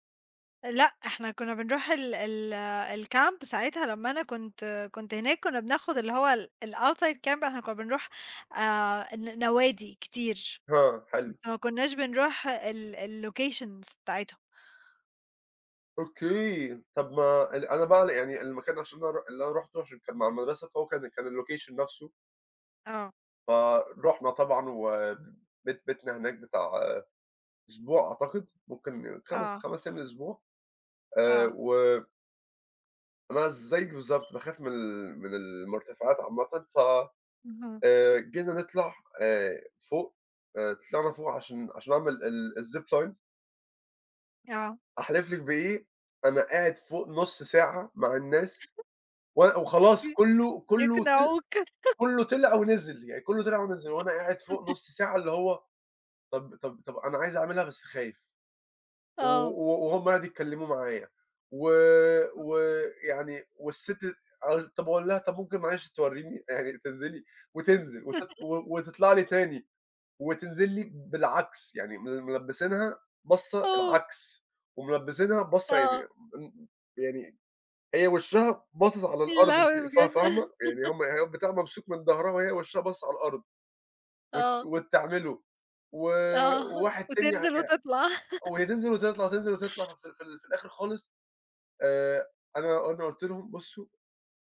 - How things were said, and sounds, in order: in English: "الcamp"; in English: "الoutside camp"; in English: "الlocations"; in English: "اللوكيشن"; in English: "الZipline"; chuckle; tapping; laughing while speaking: "بيقنعوك"; laugh; unintelligible speech; laugh; laughing while speaking: "يا لهوي بجد!"; laugh; laughing while speaking: "آه وتنزل وتطلع"
- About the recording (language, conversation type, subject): Arabic, unstructured, عندك هواية بتساعدك تسترخي؟ إيه هي؟